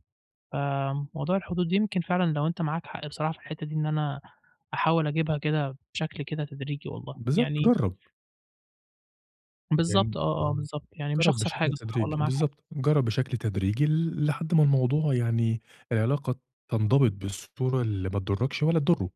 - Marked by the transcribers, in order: tapping; other background noise
- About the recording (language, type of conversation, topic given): Arabic, advice, إزاي أحط حدود مع صديق بيستنزف طاقتي وبيطلب مني خدمات من غير ما أكون موافق؟